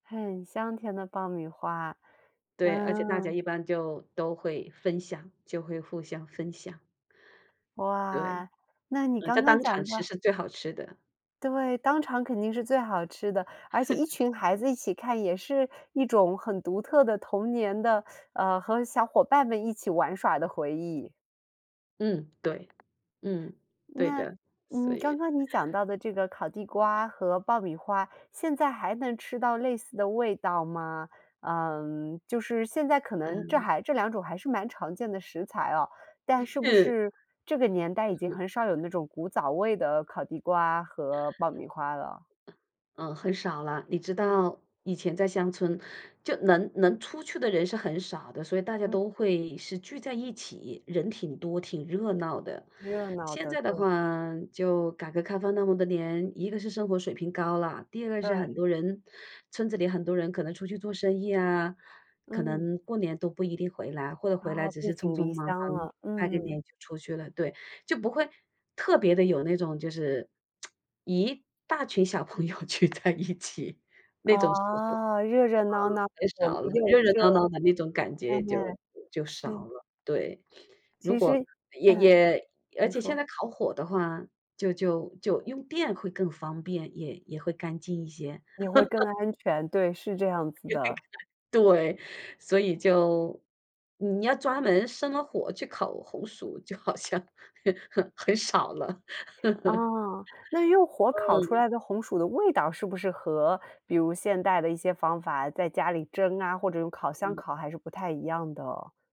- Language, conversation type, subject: Chinese, podcast, 哪种味道会让你瞬间想起童年？
- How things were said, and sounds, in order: laugh; tapping; other background noise; tsk; laughing while speaking: "小朋友聚在一起"; laugh; background speech; laughing while speaking: "就好像很 很 很少了"; laugh